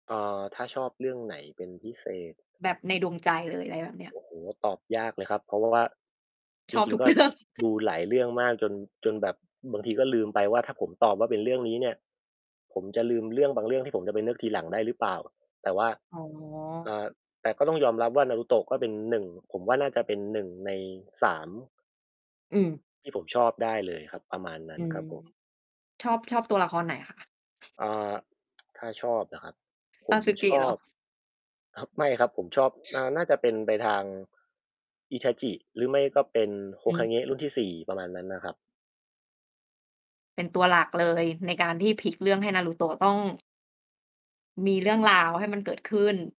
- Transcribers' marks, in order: other background noise; distorted speech; laughing while speaking: "เรื่อง"; chuckle; mechanical hum; tapping; static
- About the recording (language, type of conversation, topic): Thai, unstructured, คุณชอบทำอะไรกับเพื่อนหรือครอบครัวในเวลาว่าง?
- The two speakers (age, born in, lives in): 30-34, Thailand, Thailand; 30-34, Thailand, Thailand